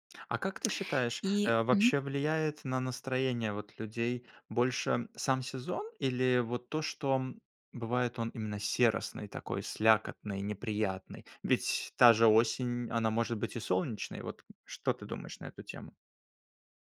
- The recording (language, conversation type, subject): Russian, podcast, Как сезоны влияют на настроение людей?
- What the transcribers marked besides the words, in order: tapping